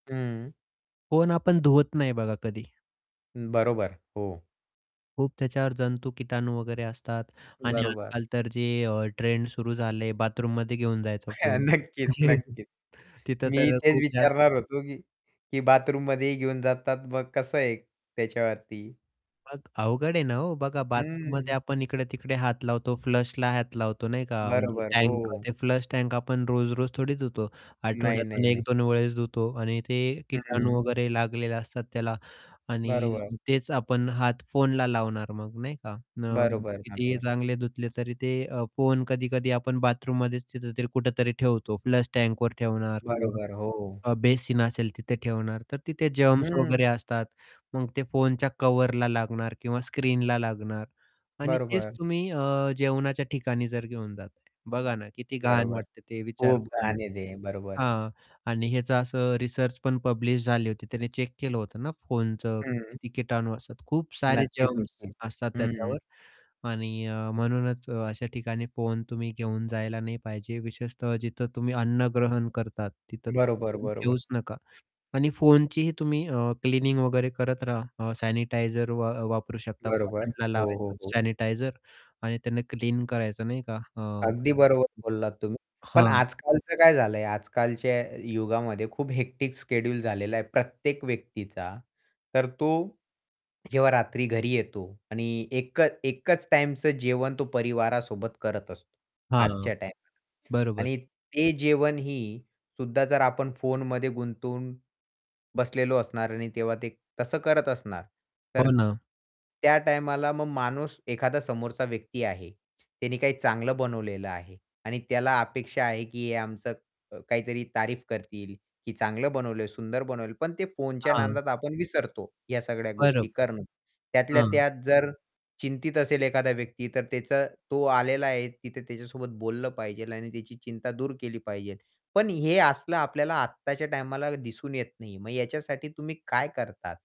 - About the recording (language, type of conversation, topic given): Marathi, podcast, कुटुंबासोबत जेवताना फोन बंद ठेवणे का महत्त्वाचे आहे?
- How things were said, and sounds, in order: static; tapping; distorted speech; chuckle; other noise; in English: "फ्लशला"; other background noise; in English: "फ्लश"; in English: "फ्लश"; in English: "जर्म्स"; in English: "चेक"; in English: "जर्म्स"; in English: "हेक्टिक"; in Hindi: "तारीफ"; "पाहिजे" said as "पाहिजेल"